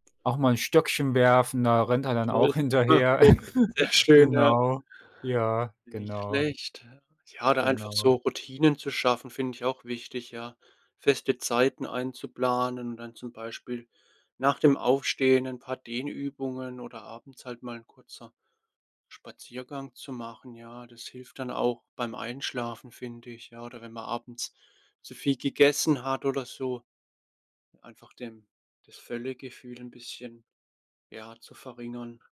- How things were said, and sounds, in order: laughing while speaking: "hinterher"; chuckle
- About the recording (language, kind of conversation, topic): German, unstructured, Wie integrierst du Bewegung in deinen Alltag?